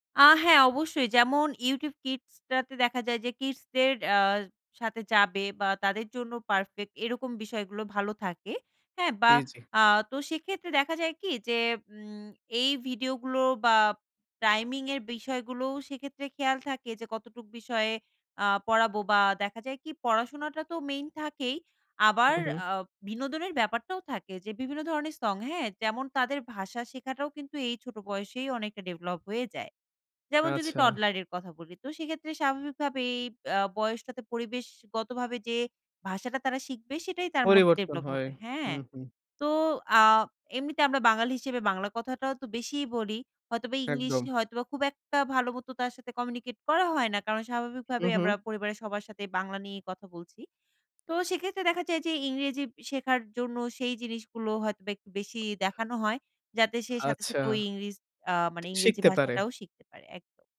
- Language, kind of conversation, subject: Bengali, podcast, বাচ্চাদের স্ক্রিন ব্যবহারের বিষয়ে আপনি কী কী নীতি অনুসরণ করেন?
- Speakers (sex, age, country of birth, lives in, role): female, 25-29, Bangladesh, Bangladesh, guest; male, 25-29, Bangladesh, Bangladesh, host
- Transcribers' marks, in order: in English: "kids"; in English: "toddler"